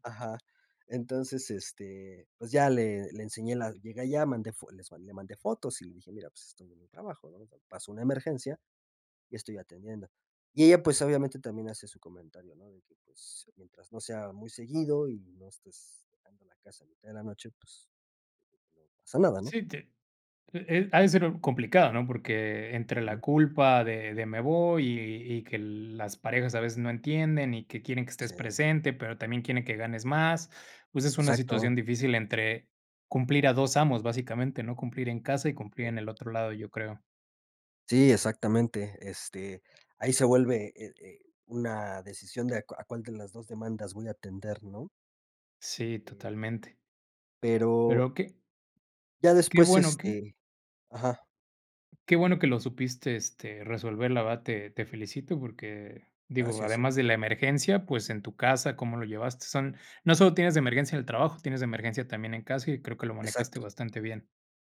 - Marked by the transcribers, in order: unintelligible speech
- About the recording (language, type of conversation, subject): Spanish, podcast, ¿Cómo priorizas tu tiempo entre el trabajo y la familia?